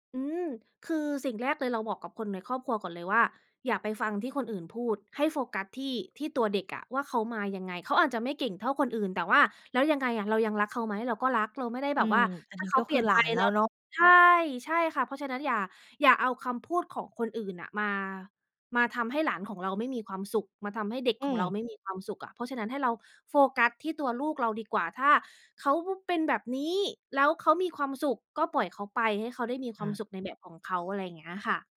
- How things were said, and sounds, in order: none
- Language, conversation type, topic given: Thai, podcast, คุณเคยตั้งขอบเขตกับคนในครอบครัวไหม และอยากเล่าให้ฟังไหม?